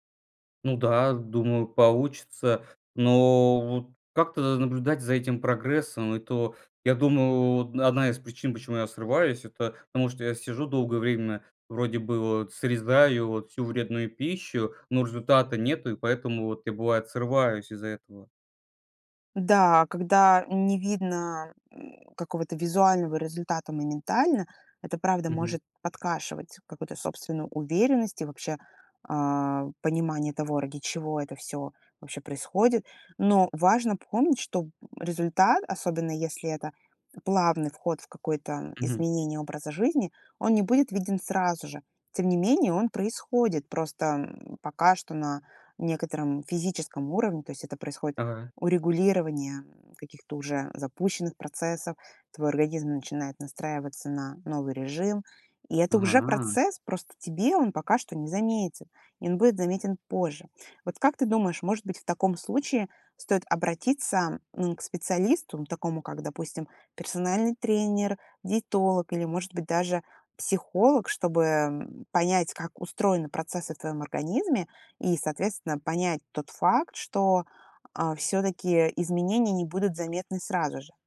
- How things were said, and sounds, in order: none
- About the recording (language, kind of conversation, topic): Russian, advice, Как вы переживаете из-за своего веса и чего именно боитесь при мысли об изменениях в рационе?